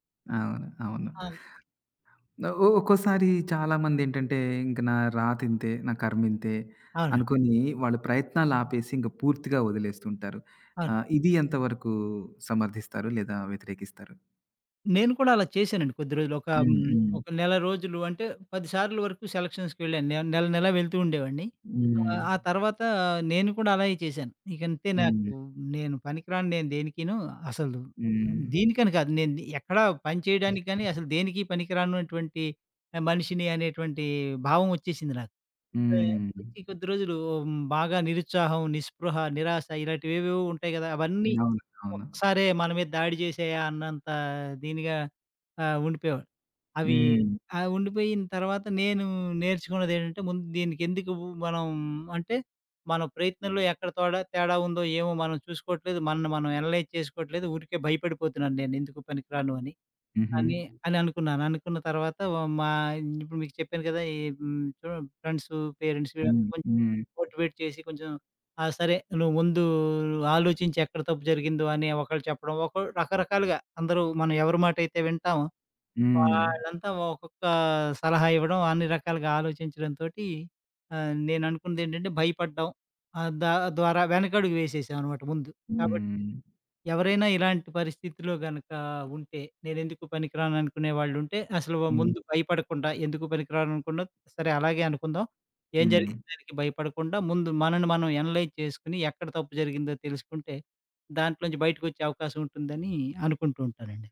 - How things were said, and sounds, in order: in English: "సెలక్షన్స్‌కి"; other background noise; in English: "అనలైజ్"; in English: "ఫ్రెండ్స్, పేరెంట్స్"; in English: "మోటివేట్"; in English: "అనలైజ్"
- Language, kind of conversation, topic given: Telugu, podcast, విఫలాన్ని పాఠంగా మార్చుకోవడానికి మీరు ముందుగా తీసుకునే చిన్న అడుగు ఏది?